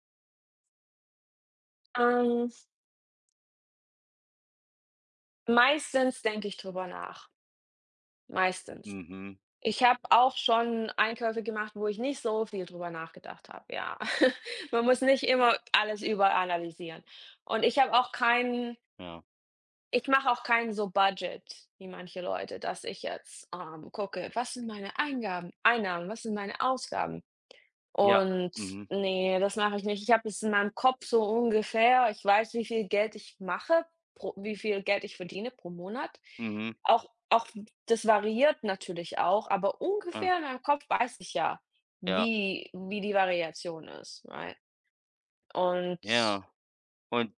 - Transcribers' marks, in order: chuckle; put-on voice: "Was sind meine Eingaben Einnahmen, was sind meine Ausgaben"; in English: "right?"
- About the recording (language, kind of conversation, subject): German, unstructured, Wie entscheidest du, wofür du dein Geld ausgibst?